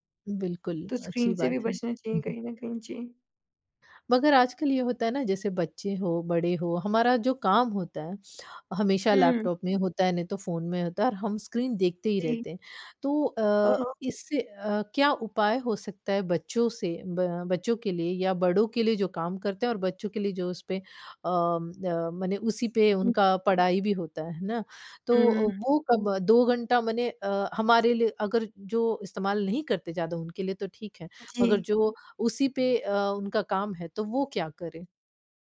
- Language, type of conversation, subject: Hindi, podcast, सुबह जल्दी उठने की कोई ट्रिक बताओ?
- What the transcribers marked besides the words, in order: tapping